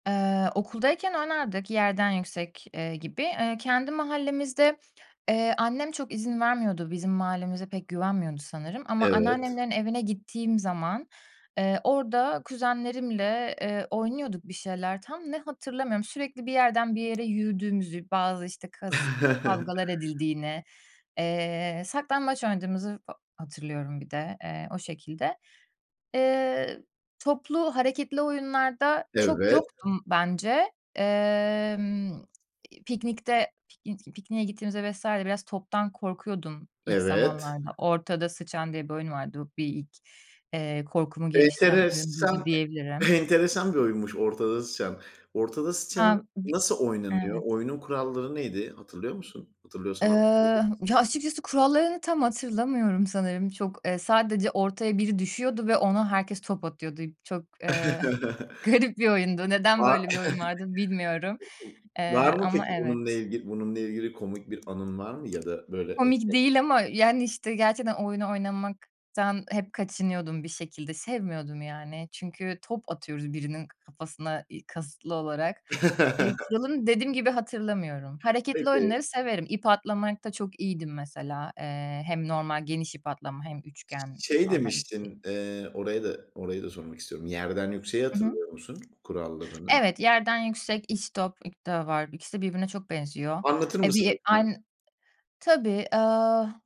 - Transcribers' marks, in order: tapping; chuckle; other background noise; chuckle; unintelligible speech; giggle; unintelligible speech; chuckle; unintelligible speech
- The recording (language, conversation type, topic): Turkish, podcast, Çocukken en sevdiğin oyun neydi?